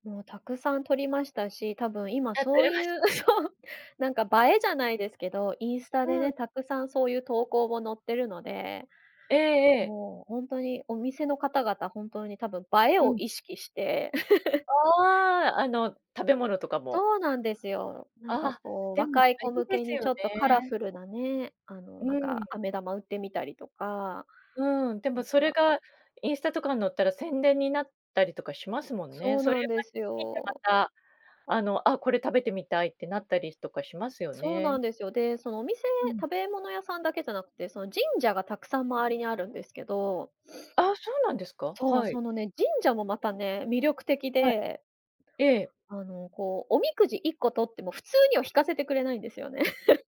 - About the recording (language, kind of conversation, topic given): Japanese, podcast, 一番忘れられない旅行の思い出を聞かせてもらえますか？
- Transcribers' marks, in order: laughing while speaking: "そう"; chuckle; chuckle